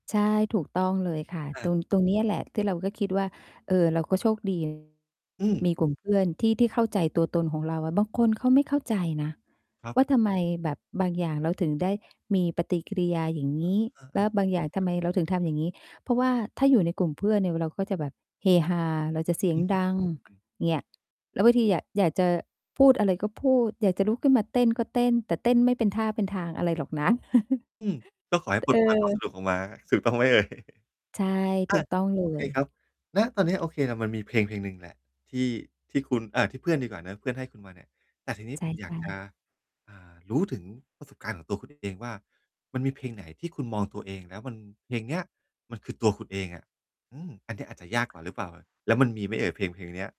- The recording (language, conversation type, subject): Thai, podcast, มีหนังหรือเพลงเรื่องไหนที่ทำให้คุณรู้สึกว่าเห็นตัวตนของตัวเองบ้าง?
- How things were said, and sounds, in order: distorted speech; static; tapping; mechanical hum; chuckle; laughing while speaking: "เอ่ย ?"; other background noise